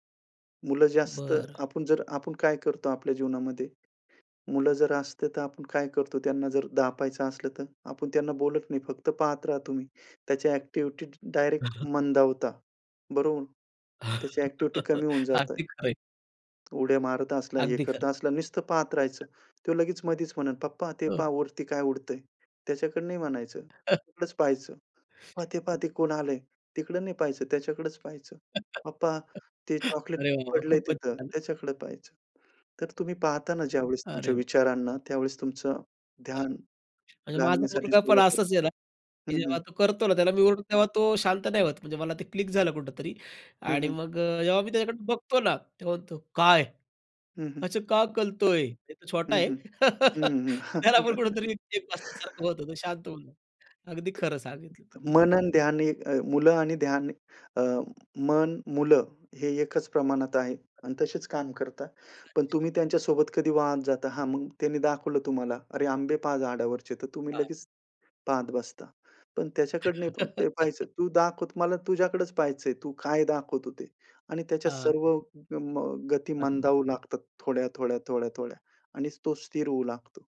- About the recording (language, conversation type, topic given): Marathi, podcast, दैनिक दिनक्रमात फक्त पाच मिनिटांचे ध्यान कसे समाविष्ट कराल?
- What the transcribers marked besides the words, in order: "दाबायचं" said as "दापायचं"; other background noise; chuckle; laugh; tapping; chuckle; laugh; laughing while speaking: "अरे वाह वाह! खूपच छान"; put-on voice: "काय? असं का कलतोय?"; laugh; laugh; unintelligible speech